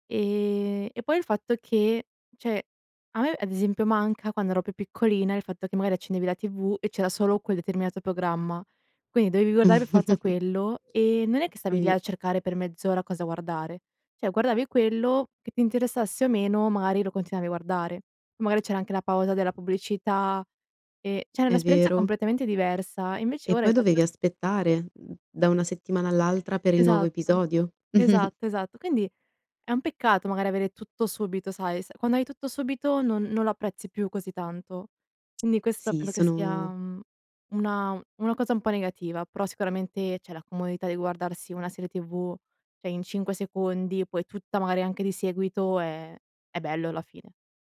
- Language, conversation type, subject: Italian, podcast, Cosa pensi del fenomeno dello streaming e del binge‑watching?
- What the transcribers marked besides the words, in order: "cioè" said as "ceh"; chuckle; other background noise; "cioè" said as "ceh"; tapping; giggle; "Però" said as "pro"; "cioè" said as "ceh"